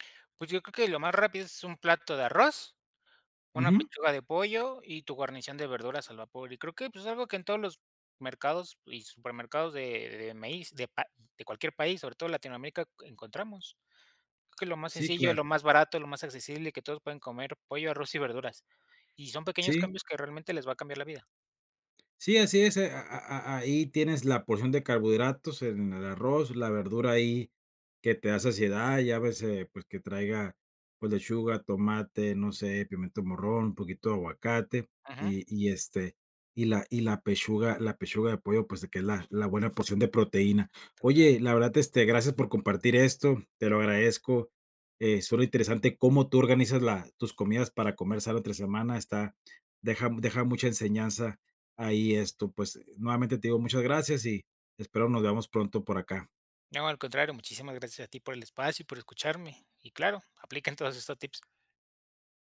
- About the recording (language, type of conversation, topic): Spanish, podcast, ¿Cómo organizas tus comidas para comer sano entre semana?
- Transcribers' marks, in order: none